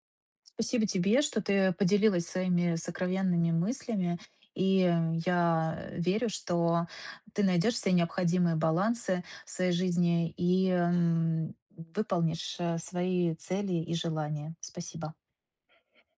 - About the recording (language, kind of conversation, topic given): Russian, advice, Как мне найти баланс между общением и временем в одиночестве?
- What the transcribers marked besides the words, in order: none